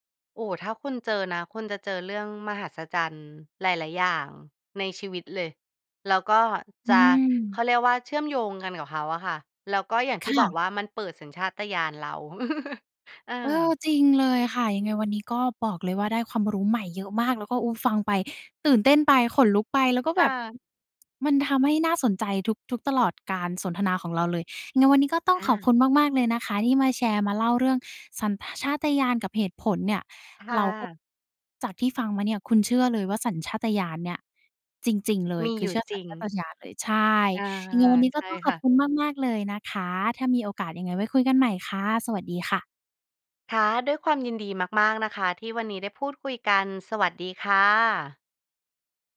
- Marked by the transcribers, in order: chuckle; other noise; "สัญชาตญาณ" said as "สัญ ท ชาตญาณ"
- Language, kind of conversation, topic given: Thai, podcast, เราควรปรับสมดุลระหว่างสัญชาตญาณกับเหตุผลในการตัดสินใจอย่างไร?